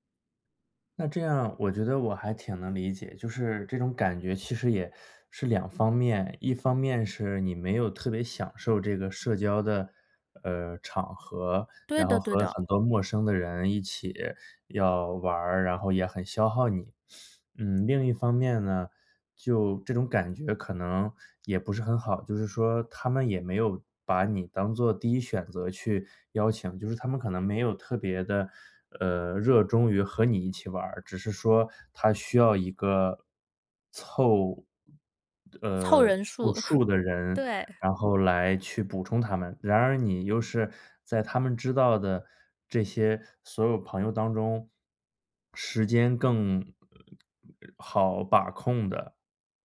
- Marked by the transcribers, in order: tapping; sniff; chuckle; other noise
- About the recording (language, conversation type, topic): Chinese, advice, 被强迫参加朋友聚会让我很疲惫